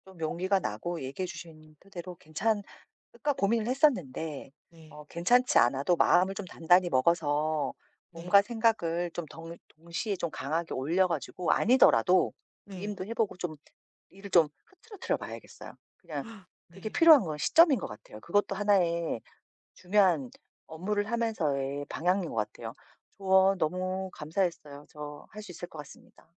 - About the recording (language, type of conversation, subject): Korean, advice, 사람들 앞에서 긴장하거나 불안할 때 어떻게 대처하면 도움이 될까요?
- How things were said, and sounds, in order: tapping; gasp